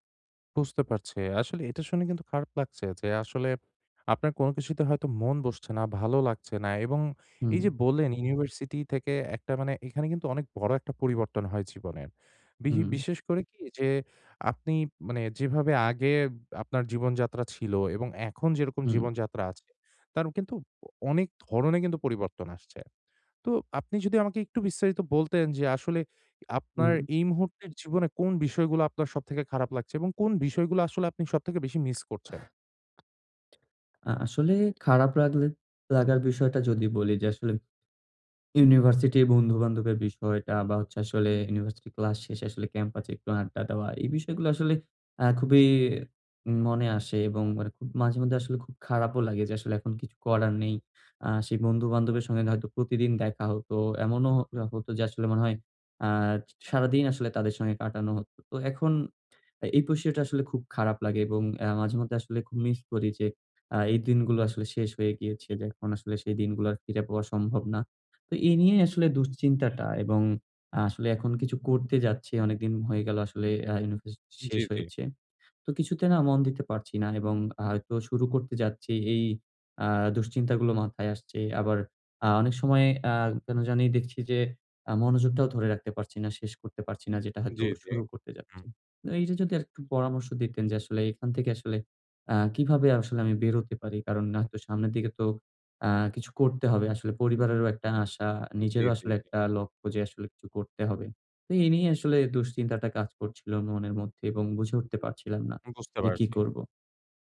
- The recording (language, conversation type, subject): Bengali, advice, বোর হয়ে গেলে কীভাবে মনোযোগ ফিরে আনবেন?
- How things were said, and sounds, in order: other noise; "ক্যাম্পাসে" said as "কাম্পাচে"; drawn out: "খুবই"; "এরকম" said as "এরকুব"; "বিষয়টা" said as "পসিওটা"; horn